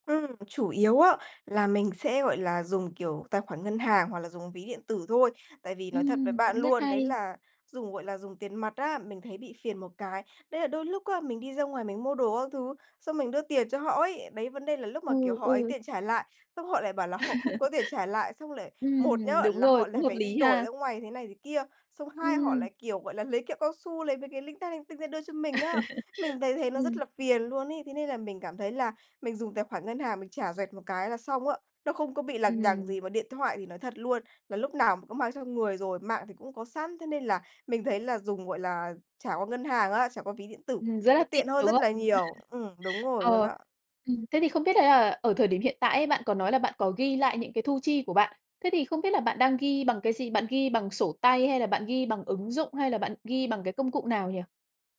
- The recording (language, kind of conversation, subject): Vietnamese, advice, Vì sao bạn khó kiên trì theo dõi kế hoạch tài chính cá nhân của mình?
- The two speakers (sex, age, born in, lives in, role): female, 20-24, Vietnam, Vietnam, user; female, 30-34, Vietnam, Malaysia, advisor
- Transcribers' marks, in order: other background noise; laugh; laugh; chuckle; tapping